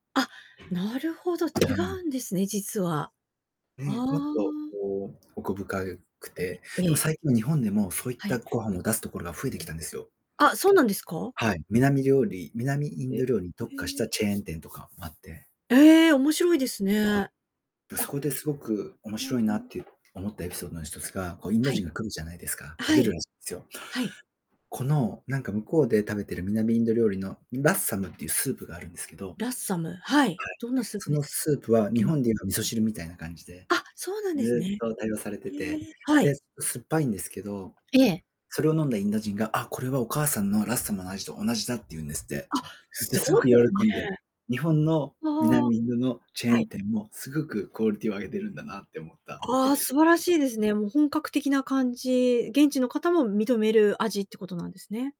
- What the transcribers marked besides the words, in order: tapping; distorted speech; static
- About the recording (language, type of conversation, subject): Japanese, podcast, 食べ物で一番思い出深いものは何ですか?